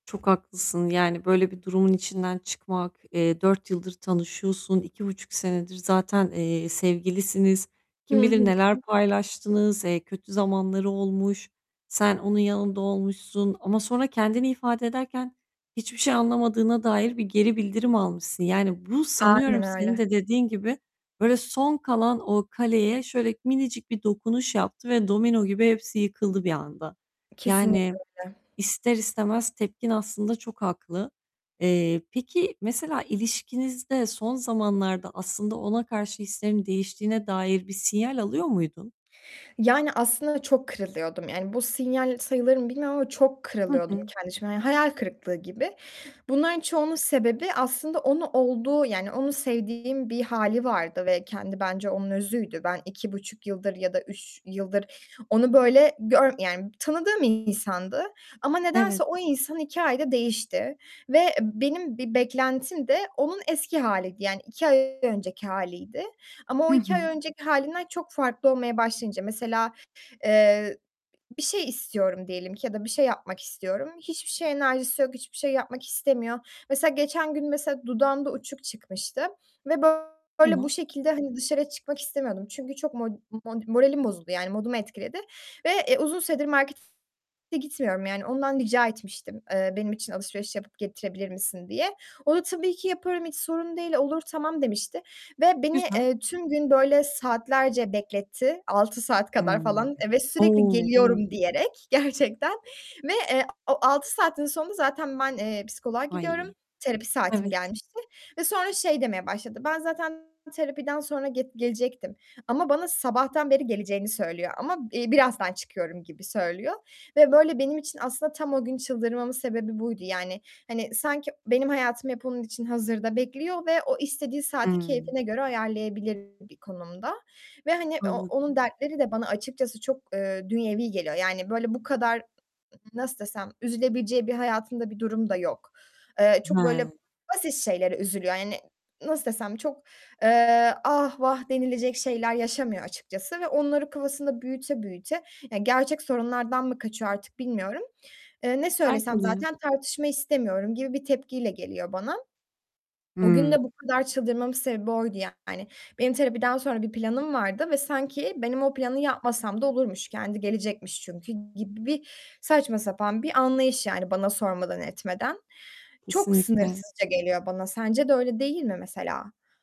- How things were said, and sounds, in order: static; tapping; distorted speech; background speech; other background noise
- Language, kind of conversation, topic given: Turkish, advice, Belirsizlikle nasıl başa çıkabilirim ve yeni bir ilişkide duygusal dengemi nasıl koruyabilirim?